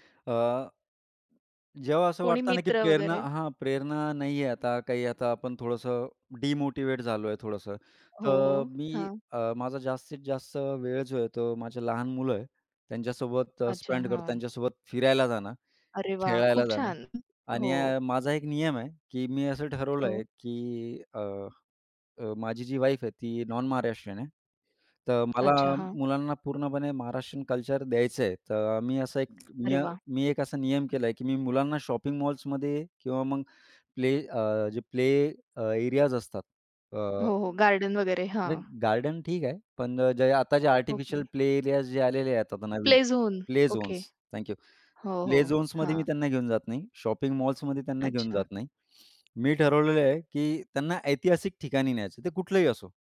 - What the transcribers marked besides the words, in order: other noise; other background noise; in English: "स्पेंड"; tapping; in English: "शॉपिंग"; in English: "झोन्स"; in English: "झोन्समध्ये"; in English: "झोन"; in English: "शॉपिंग"
- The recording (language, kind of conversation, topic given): Marathi, podcast, तुम्हाला प्रेरणा मिळवण्याचे मार्ग कोणते आहेत?